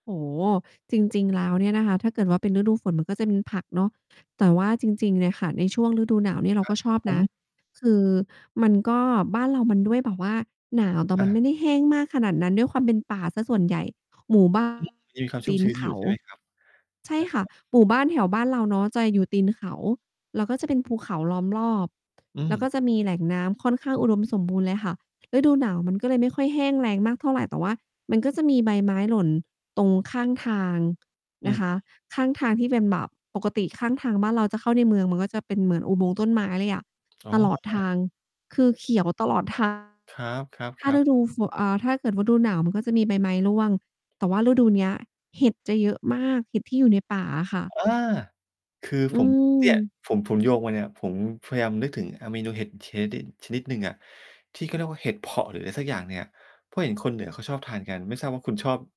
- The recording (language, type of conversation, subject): Thai, podcast, ความงามของธรรมชาติแบบไหนที่ทำให้คุณอยากปกป้องมากที่สุด?
- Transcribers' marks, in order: distorted speech; laugh; static; unintelligible speech; tapping; other background noise